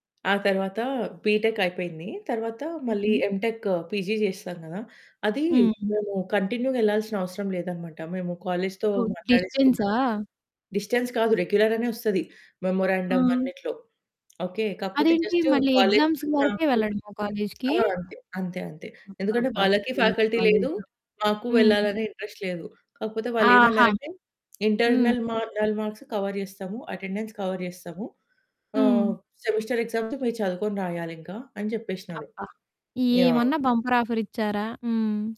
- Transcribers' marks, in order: in English: "బిటెక్"; in English: "ఎమ్‌టెక్ పీజీ"; in English: "కంటిన్యూగా"; in English: "కాలేజ్‌తో"; in English: "డిస్టెన్స్"; in English: "రెగ్యులర్"; other background noise; in English: "మెమోరాండం"; tapping; distorted speech; in English: "ఎగ్జామ్స్"; in English: "కాలేజ్‌కి?"; in English: "ఫ్యాకల్టీ"; in English: "ఇంట్రెస్ట్"; in English: "ఇంటర్నల్"; in English: "కవర్"; in English: "అటెండెన్స్ కవర్"; in English: "సెమిస్టర్ ఎగ్జామ్స్"; in English: "బంపర్ ఆఫర్"
- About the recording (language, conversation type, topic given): Telugu, podcast, మీకు మొదటి జీతం వచ్చిన రోజున మీరు ఏమి చేశారు?